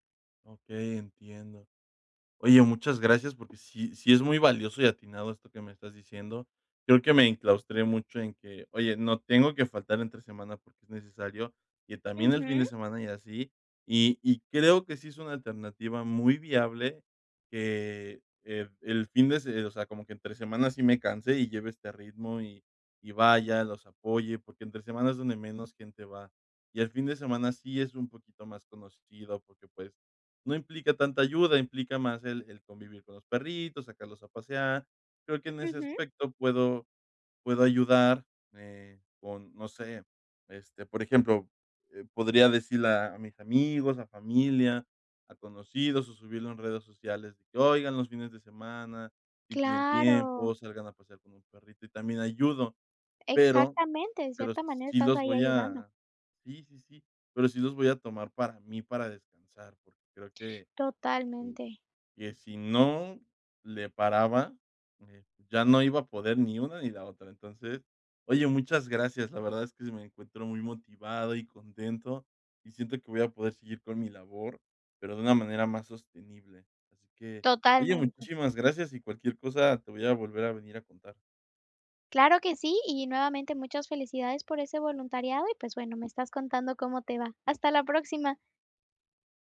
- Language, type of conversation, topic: Spanish, advice, ¿Cómo puedo equilibrar el voluntariado con mi trabajo y mi vida personal?
- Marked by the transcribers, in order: tapping; other background noise